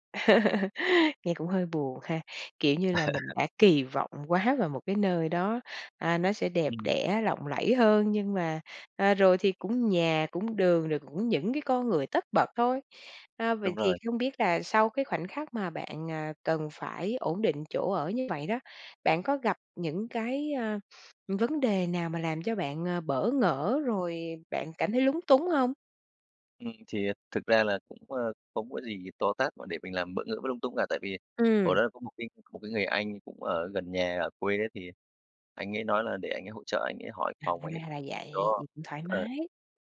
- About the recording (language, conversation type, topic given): Vietnamese, podcast, Trải nghiệm rời quê lên thành phố của bạn thế nào?
- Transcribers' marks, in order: laugh; tapping; other background noise; laugh